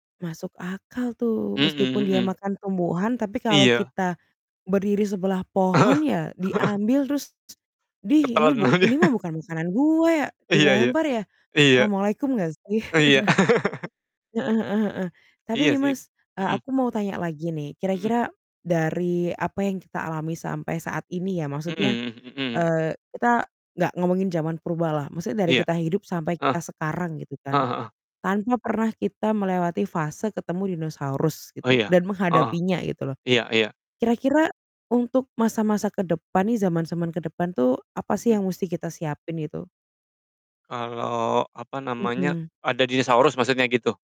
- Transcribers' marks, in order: laughing while speaking: "Heeh"; chuckle; laughing while speaking: "aja"; chuckle
- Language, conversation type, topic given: Indonesian, unstructured, Menurutmu, mengapa dinosaurus bisa punah?